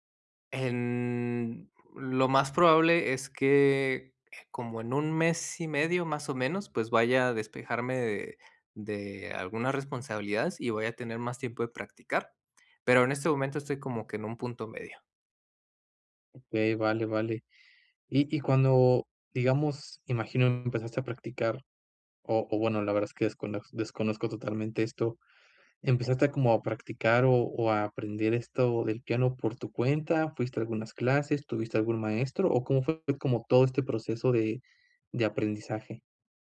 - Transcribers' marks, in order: drawn out: "en"
- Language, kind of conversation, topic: Spanish, advice, ¿Cómo puedo mantener mi práctica cuando estoy muy estresado?